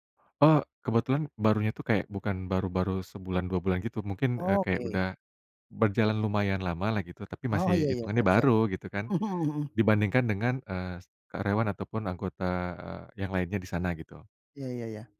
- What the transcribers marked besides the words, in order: none
- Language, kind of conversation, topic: Indonesian, podcast, Bisa ceritakan tentang orang yang pernah menolong kamu saat sakit atau kecelakaan?